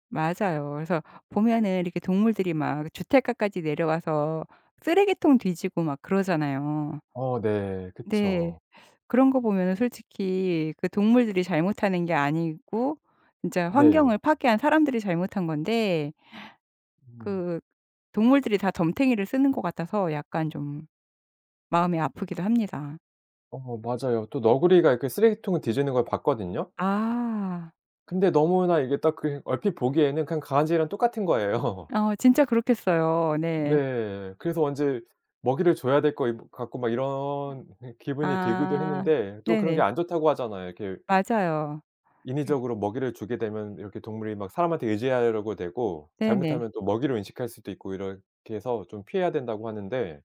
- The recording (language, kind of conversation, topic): Korean, podcast, 자연이 위로가 됐던 순간을 들려주실래요?
- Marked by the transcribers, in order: tapping; other background noise; laughing while speaking: "거예요"